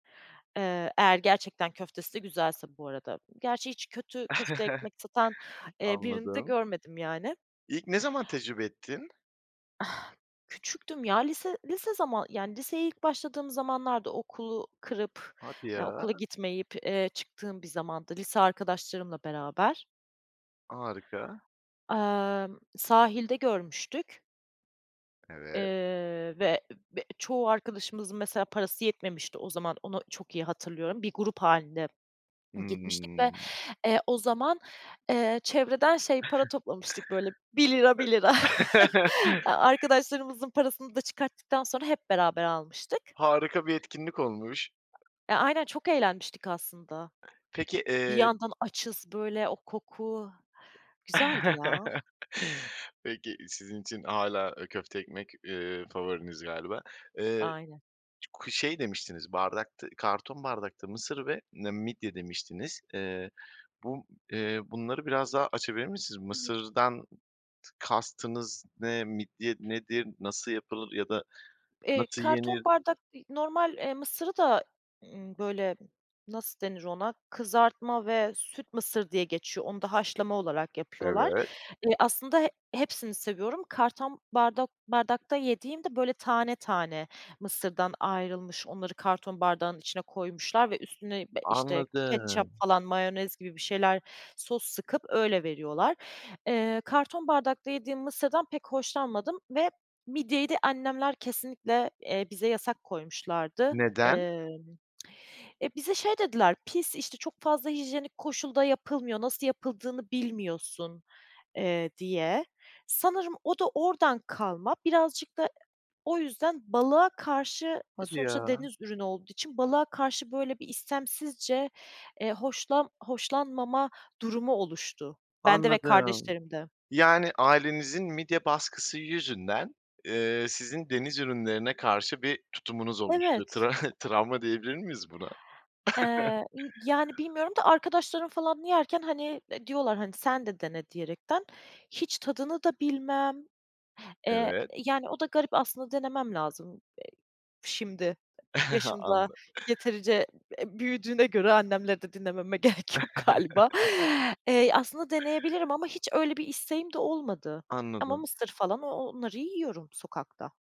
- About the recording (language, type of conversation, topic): Turkish, podcast, Sokak yemekleri neden popüler ve bu konuda ne düşünüyorsun?
- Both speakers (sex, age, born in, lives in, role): female, 30-34, Turkey, Germany, guest; male, 25-29, Turkey, Poland, host
- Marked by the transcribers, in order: chuckle; exhale; swallow; chuckle; other noise; chuckle; laugh; tapping; other background noise; chuckle; unintelligible speech; drawn out: "Anladım"; tsk; chuckle; chuckle; chuckle; laughing while speaking: "dinlememe gerek yok galiba"; chuckle